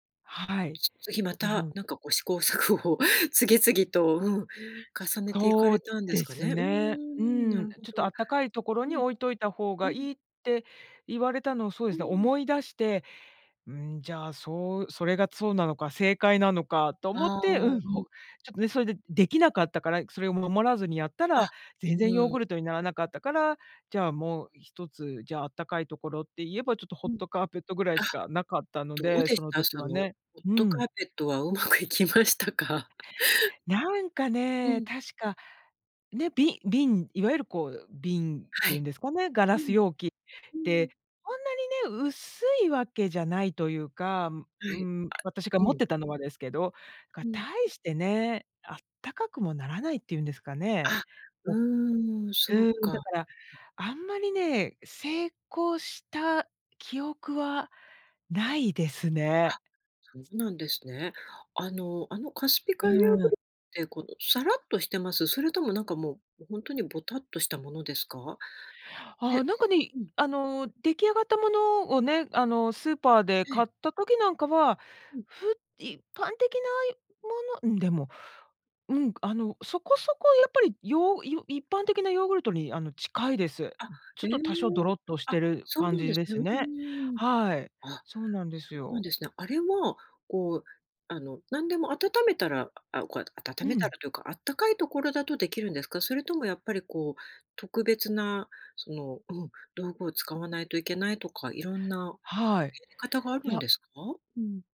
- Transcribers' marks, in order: laughing while speaking: "試行錯誤"; laughing while speaking: "うまくいきましたか？"; other background noise
- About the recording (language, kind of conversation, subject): Japanese, podcast, 自宅で発酵食品を作ったことはありますか？